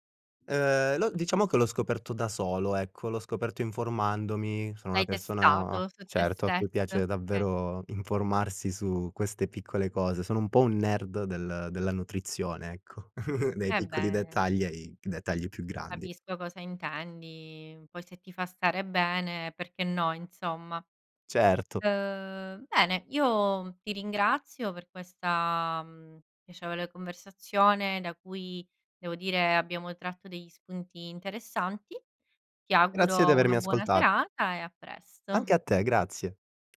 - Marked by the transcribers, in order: "Okay" said as "kay"; in English: "nerd"; chuckle; tapping
- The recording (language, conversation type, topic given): Italian, podcast, Come trasformi una giornata no in qualcosa di creativo?